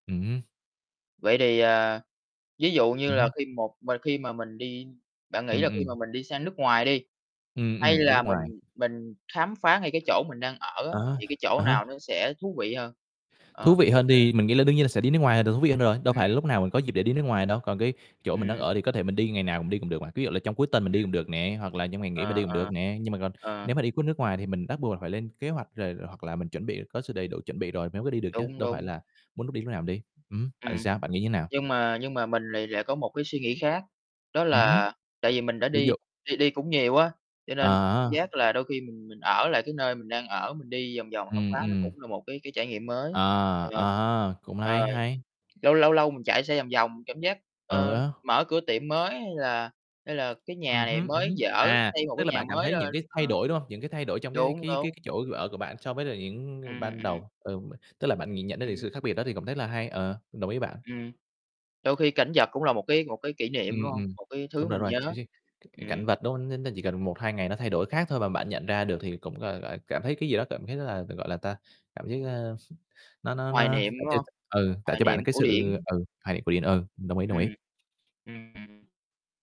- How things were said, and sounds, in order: other background noise; unintelligible speech; distorted speech; static; tapping; unintelligible speech; unintelligible speech; other noise; chuckle
- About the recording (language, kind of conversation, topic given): Vietnamese, unstructured, Điều gì khiến một chuyến du lịch trở nên ý nghĩa nhất?